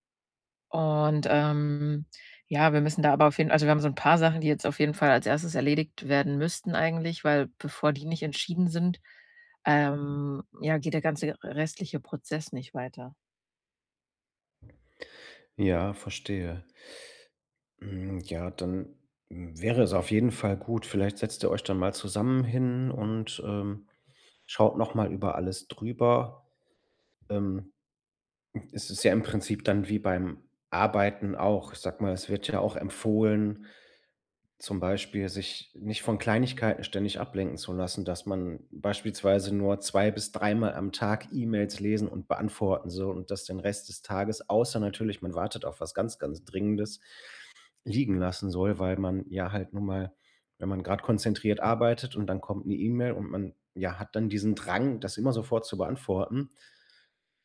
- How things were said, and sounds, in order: other background noise
- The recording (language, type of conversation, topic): German, advice, Wie kann ich Dringendes von Wichtigem unterscheiden, wenn ich meine Aufgaben plane?